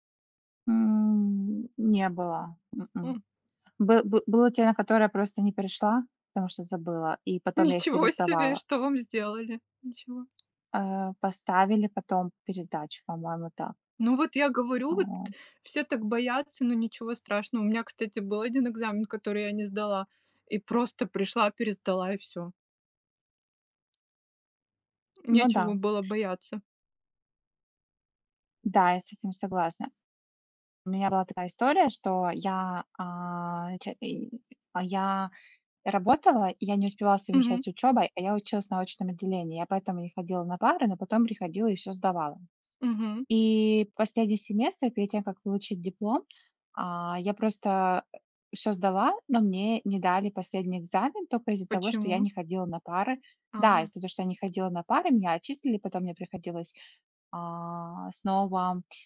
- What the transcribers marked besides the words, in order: drawn out: "М"; other background noise; laughing while speaking: "Ничего себе!"; tapping; background speech
- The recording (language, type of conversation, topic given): Russian, unstructured, Как справляться с экзаменационным стрессом?